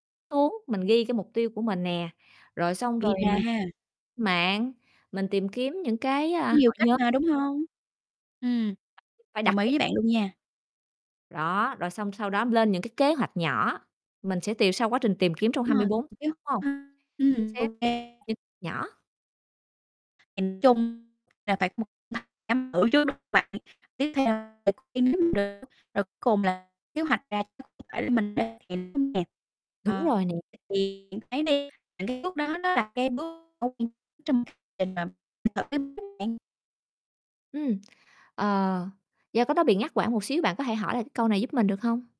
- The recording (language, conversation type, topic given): Vietnamese, podcast, Bạn sẽ khuyên gì cho những người muốn bắt đầu thử ngay từ bây giờ?
- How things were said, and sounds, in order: other background noise; tapping; unintelligible speech; distorted speech; unintelligible speech; unintelligible speech; unintelligible speech